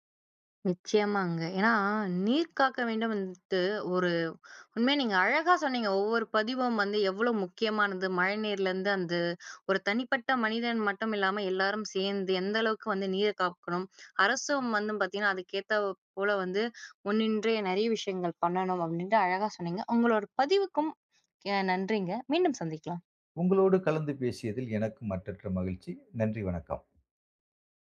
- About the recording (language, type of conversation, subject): Tamil, podcast, நீரைப் பாதுகாக்க மக்கள் என்ன செய்ய வேண்டும் என்று நீங்கள் நினைக்கிறீர்கள்?
- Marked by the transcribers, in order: other background noise